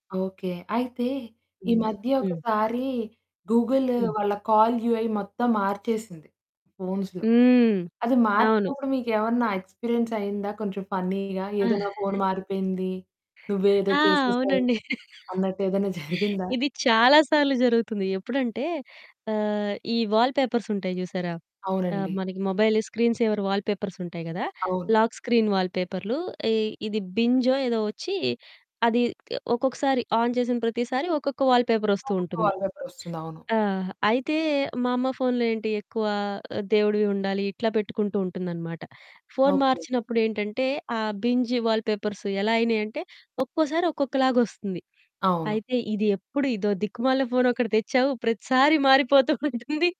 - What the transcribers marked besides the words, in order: in English: "గూగుల్"; in English: "కాల్ యూఐ"; in English: "ఫోన్స్‌లో"; in English: "ఎక్స్‌పీరియన్స్"; in English: "ఫన్నీ‌గా?"; giggle; other background noise; chuckle; in English: "వాల్‌పేపర్స్"; in English: "మొబైల్ స్క్రీన్ సేవర్ వాల్‌పేపర్స్"; in English: "లాక్ స్క్రీన్"; in English: "బింజో"; in English: "ఆన్"; in English: "వాల్‌పేపర్"; in English: "వాల్‌పేపర్"; in English: "బింజ్ వాల్‌పేపర్స్"; laughing while speaking: "ఉంటుంది"
- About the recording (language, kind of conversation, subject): Telugu, podcast, పెద్దవారిని డిజిటల్ సేవలు, యాప్‌లు వాడేలా ఒప్పించడంలో మీకు ఇబ్బంది వస్తుందా?